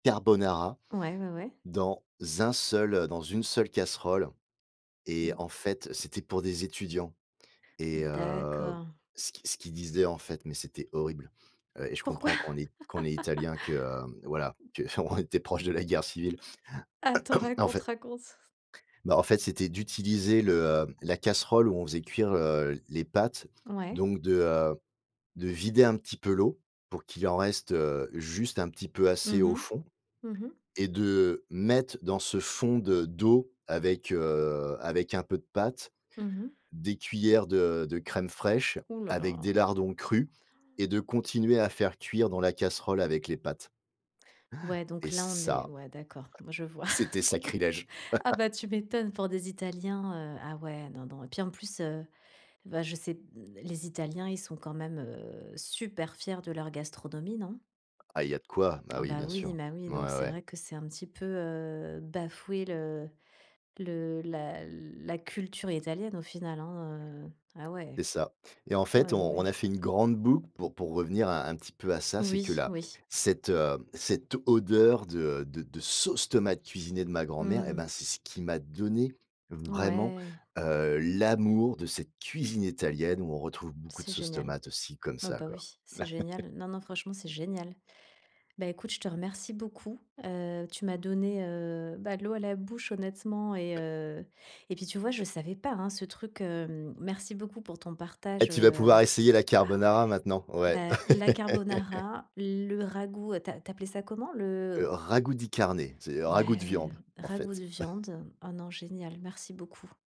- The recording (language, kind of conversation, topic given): French, podcast, Quelle odeur de cuisine te ramène instantanément en enfance ?
- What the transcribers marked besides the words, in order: other background noise; laugh; throat clearing; chuckle; laugh; tapping; stressed: "sauce"; stressed: "vraiment"; laugh; stressed: "génial"; laugh; in Italian: "ragu di carne"; chuckle